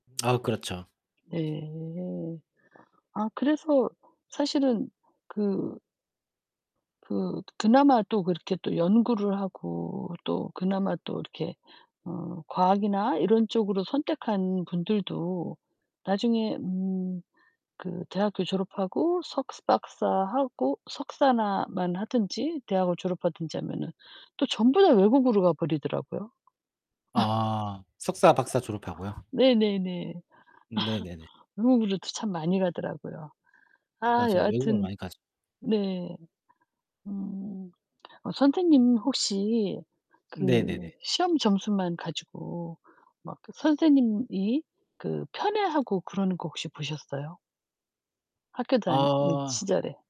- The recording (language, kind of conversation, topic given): Korean, unstructured, 시험 점수로만 학생을 평가하는 것이 공정할까요?
- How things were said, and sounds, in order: other background noise; distorted speech; laugh; laugh